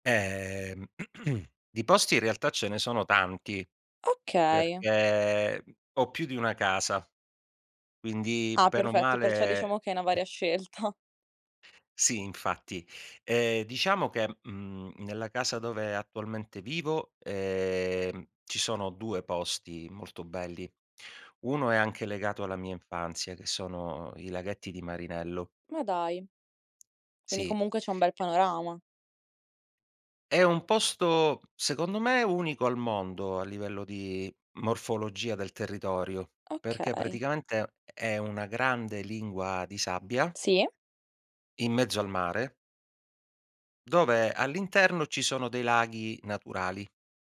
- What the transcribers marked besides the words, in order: throat clearing; drawn out: "perché"; drawn out: "quindi"; "bene" said as "pen"; other noise; laughing while speaking: "scelta"; drawn out: "sono"; other background noise; "Quindi" said as "quini"; tapping
- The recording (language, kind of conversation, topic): Italian, podcast, Hai un posto vicino casa dove rifugiarti nella natura: qual è?